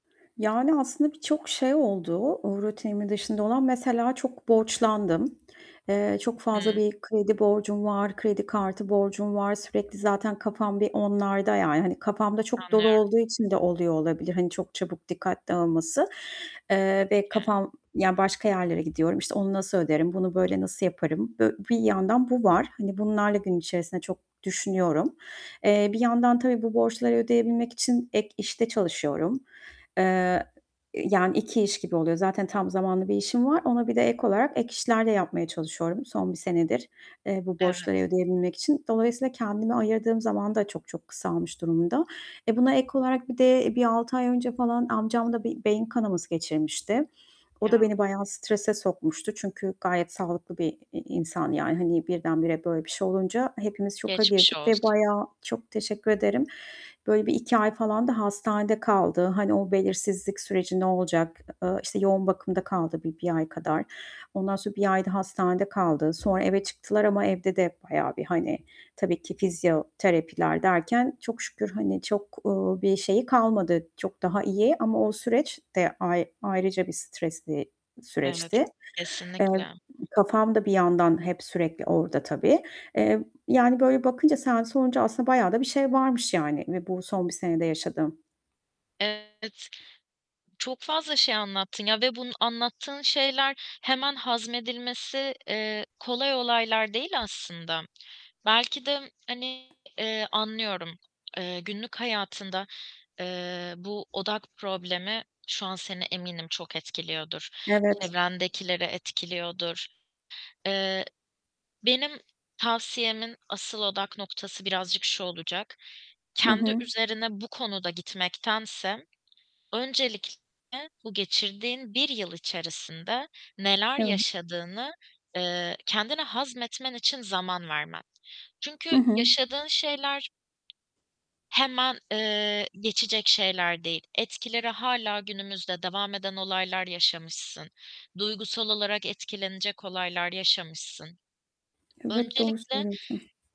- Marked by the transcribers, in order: tapping; distorted speech; other background noise; static
- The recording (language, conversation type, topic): Turkish, advice, Verimli bir çalışma ortamı kurarak nasıl sürdürülebilir bir rutin oluşturup alışkanlık geliştirebilirim?